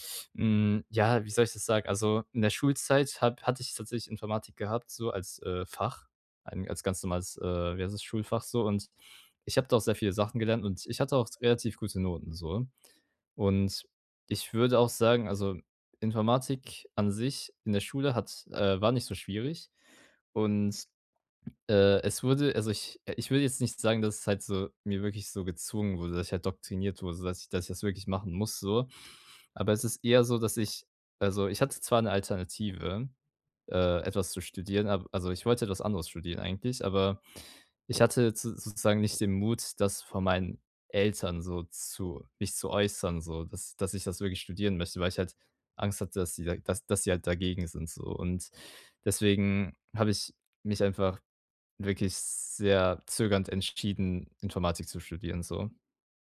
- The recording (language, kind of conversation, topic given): German, advice, Wie überwinde ich Zweifel und bleibe nach einer Entscheidung dabei?
- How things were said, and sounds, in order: none